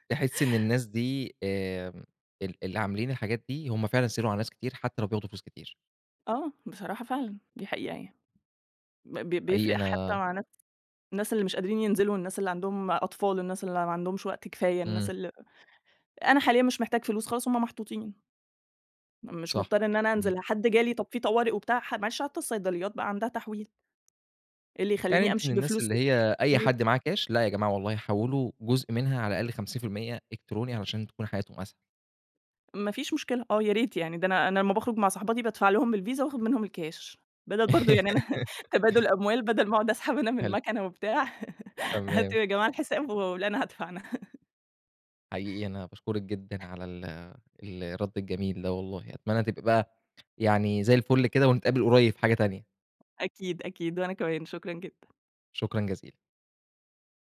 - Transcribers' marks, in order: unintelligible speech; giggle; laughing while speaking: "بدل برضه يعني أنا تبادل … أنا هادفع أنا"
- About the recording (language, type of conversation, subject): Arabic, podcast, إيه رأيك في الدفع الإلكتروني بدل الكاش؟